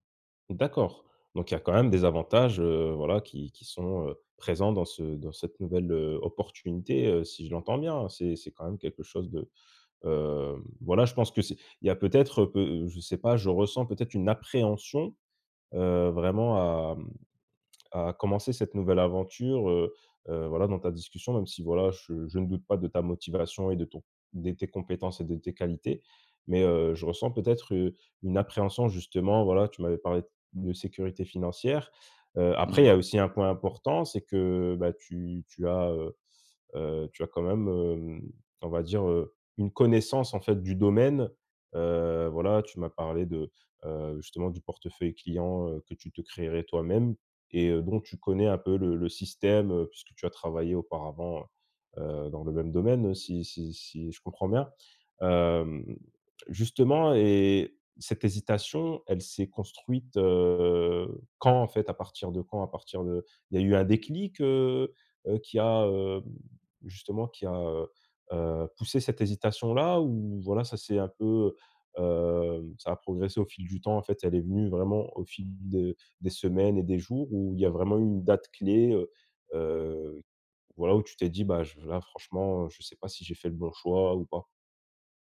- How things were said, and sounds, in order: stressed: "appréhension"; other background noise; stressed: "connaissance"; stressed: "domaine"; drawn out: "heu"
- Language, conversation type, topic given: French, advice, Comment puis-je m'engager pleinement malgré l'hésitation après avoir pris une grande décision ?